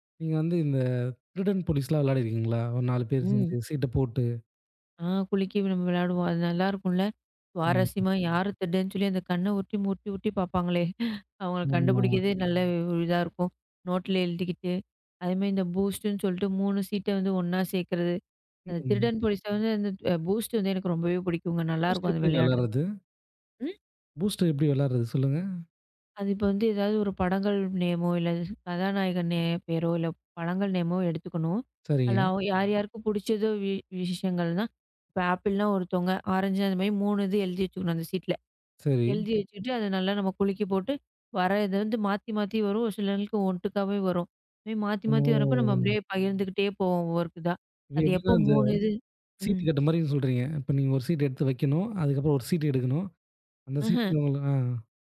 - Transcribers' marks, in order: chuckle; in English: "பூஸ்ட்ன்னு"; in English: "பூஸ்ட்"; in English: "பூஸ்ட்"; in English: "நேமோ"; in English: "நேமோ"; drawn out: "ஓ"
- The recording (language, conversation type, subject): Tamil, podcast, சின்ன வயதில் விளையாடிய நினைவுகளைப் பற்றி சொல்லுங்க?